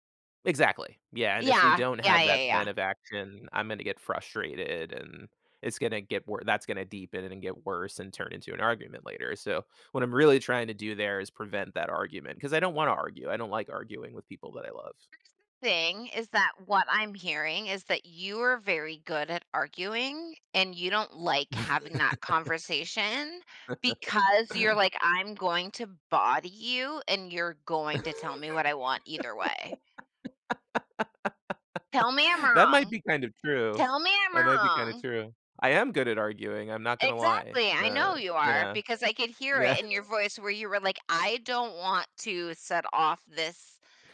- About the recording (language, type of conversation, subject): English, unstructured, How can I balance giving someone space while staying close to them?
- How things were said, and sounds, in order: chuckle; chuckle; laugh; other background noise; laughing while speaking: "Yeah"